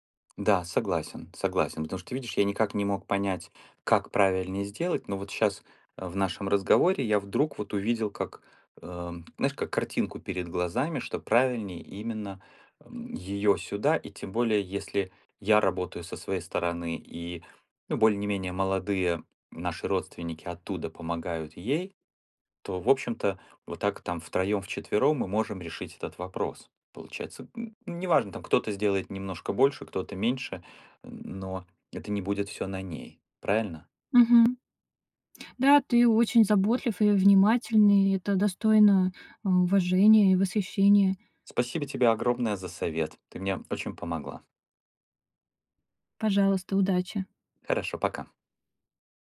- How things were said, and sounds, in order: tapping
- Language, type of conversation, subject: Russian, advice, Как справляться с уходом за пожилым родственником, если неизвестно, как долго это продлится?